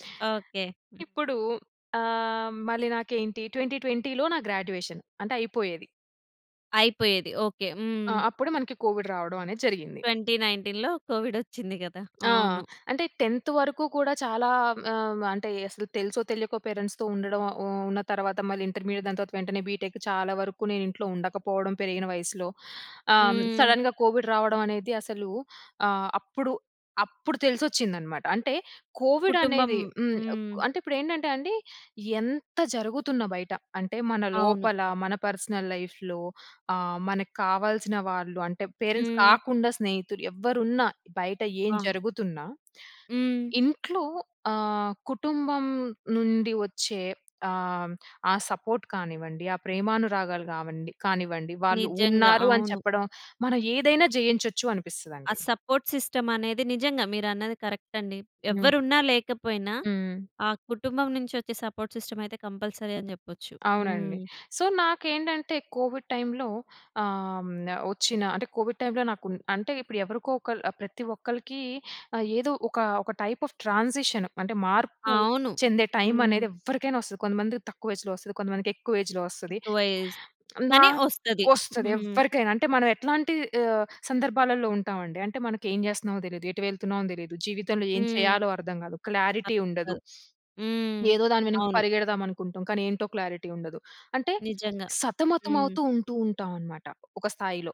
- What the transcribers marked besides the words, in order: other background noise; in English: "ట్వెంటీ ట్వెంటీలో"; in English: "గ్రాడ్యుయేషన్"; in English: "కోవిడ్"; in English: "ట్వెంటీ నైన్టీన్‌లో"; in English: "టెంత్"; in English: "పేరెంట్స్‌తో"; in English: "ఇంటర్మీడియట్"; in English: "బిటెక్"; in English: "సడెన్‌గా కోవిడ్"; in English: "కోవిడ్"; in English: "పర్సనల్ లైఫ్‌లో"; in English: "పేరెంట్స్"; in English: "సపోర్ట్"; in English: "సపోర్ట్ సిస్టమ్"; in English: "కరెక్ట్"; in English: "సపోర్ట్"; in English: "కంపల్సరీ"; in English: "సో"; in English: "కోవిడ్ టైమ్‌లో"; in English: "టైమ్‌లో"; in English: "టైప్ ఆఫ్ ట్రాన్సిషన్"; in English: "టైమ్"; in English: "ఏజ్‌లో"; in English: "ఏజ్‌లో"; chuckle; in English: "క్లారిటీ"; in English: "క్లారిటీ"
- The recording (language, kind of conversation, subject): Telugu, podcast, స్నేహితులు, కుటుంబంతో కలిసి ఉండటం మీ మానసిక ఆరోగ్యానికి ఎలా సహాయపడుతుంది?